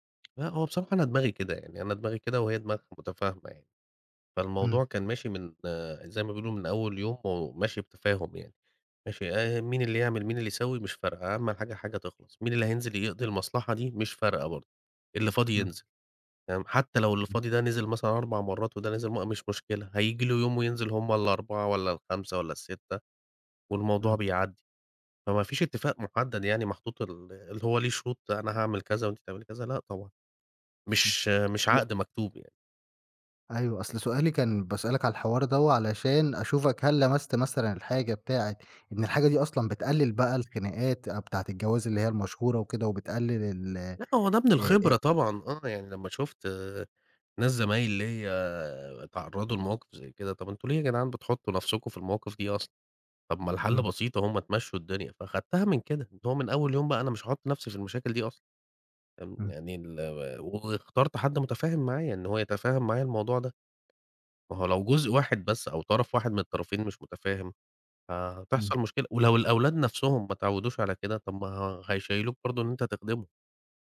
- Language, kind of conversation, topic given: Arabic, podcast, إزاي شايفين أحسن طريقة لتقسيم شغل البيت بين الزوج والزوجة؟
- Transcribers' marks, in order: tapping